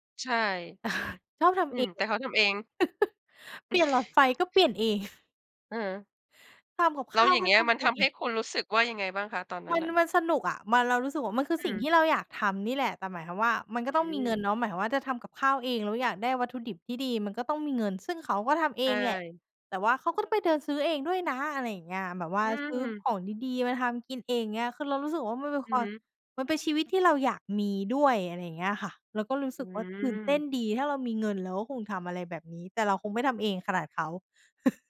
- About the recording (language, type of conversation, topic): Thai, podcast, ทำไมคนเราถึงชอบติดตามชีวิตดาราราวกับกำลังดูเรื่องราวที่น่าตื่นเต้น?
- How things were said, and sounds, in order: chuckle; other noise; tapping; chuckle